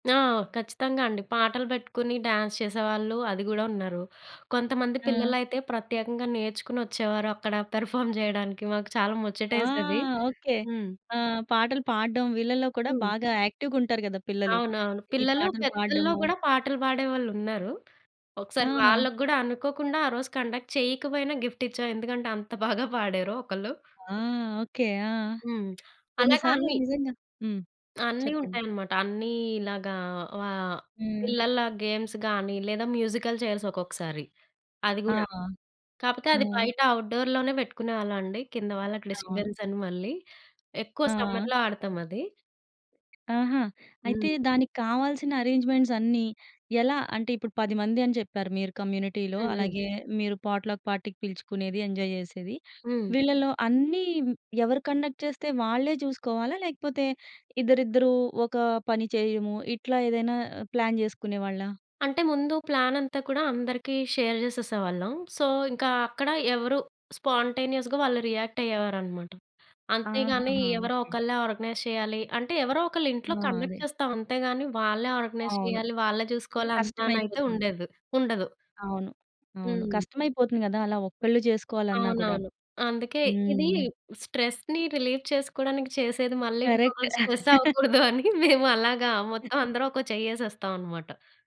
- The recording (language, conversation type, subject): Telugu, podcast, పొట్లక్ విందు ఏర్పాటు చేస్తే అతిథులను మీరు ఎలా ఆహ్వానిస్తారు?
- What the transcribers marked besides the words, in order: in English: "డ్యాన్స్"; giggle; in English: "పెర్ఫార్మ్"; in English: "కండక్ట్"; in English: "గిఫ్ట్"; giggle; tapping; in English: "గేమ్స్"; in English: "మ్యూజికల్ చైర్స్"; in English: "ఔట్‌డోర్‌లోనే"; in English: "డిస్టర్బెన్స్"; in English: "సమ్మర్‌లో"; in English: "అరేంజ్‌మెంట్స్"; in English: "కమ్యూనిటీలో"; in English: "పాట్ లక్ పార్టీకి"; in English: "ఎంజాయ్"; in English: "కండక్ట్"; in English: "ప్లాన్"; in English: "షేర్"; in English: "సో"; in English: "స్పాంటేనియస్‌గా"; in English: "రియాక్ట్"; in English: "ఆర్గనైజ్"; in English: "కండక్ట్"; in English: "ఆర్గనైజ్"; in English: "స్ట్రెస్‌ని రిలీఫ్"; in English: "కరెక్ట్"; in English: "స్ట్రెస్"; chuckle; laughing while speaking: "అవ్వకూడదని మేము అలాగా మొత్తమందరం"; chuckle